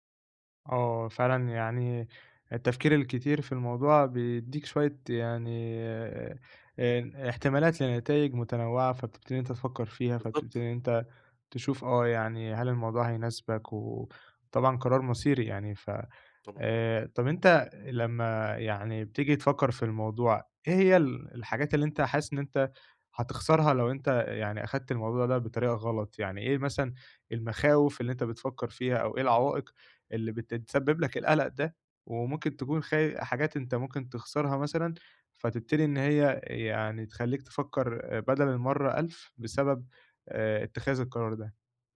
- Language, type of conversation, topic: Arabic, advice, إزاي أتخيّل نتائج قرارات الحياة الكبيرة في المستقبل وأختار الأحسن؟
- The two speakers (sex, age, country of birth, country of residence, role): male, 20-24, Egypt, Egypt, advisor; male, 40-44, Egypt, Egypt, user
- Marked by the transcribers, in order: none